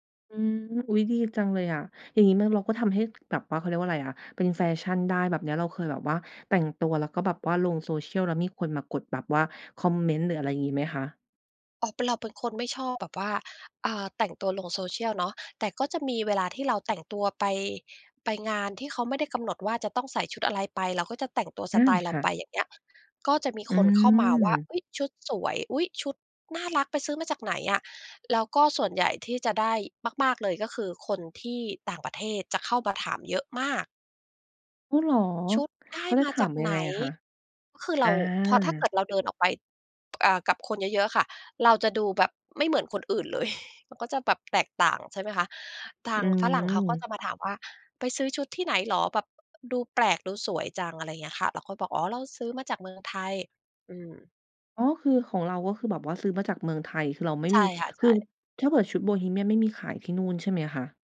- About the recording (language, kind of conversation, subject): Thai, podcast, สื่อสังคมออนไลน์มีผลต่อการแต่งตัวของคุณอย่างไร?
- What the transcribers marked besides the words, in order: chuckle